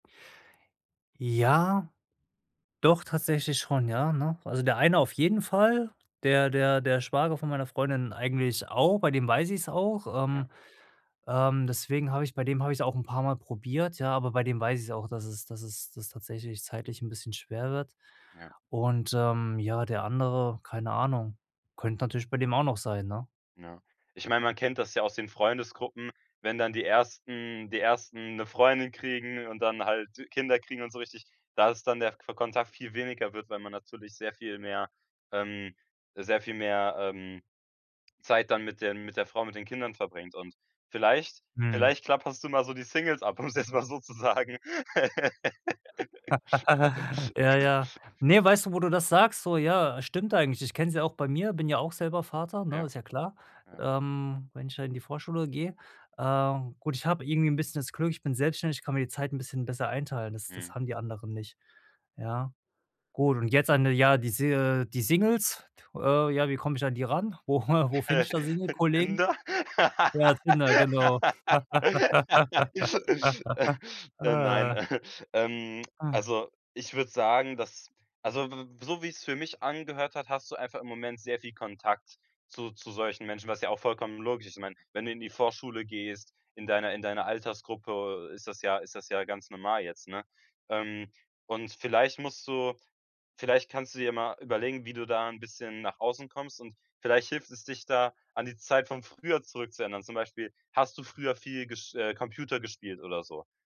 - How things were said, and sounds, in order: laugh; laughing while speaking: "um's jetzt mal so zu sagen"; laugh; laughing while speaking: "Äh, Tinder?"; laugh; chuckle; laugh; drawn out: "Ah"; sigh
- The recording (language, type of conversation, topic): German, advice, Wie kann ich mich leichter an neue soziale Erwartungen in meiner Gruppe anpassen?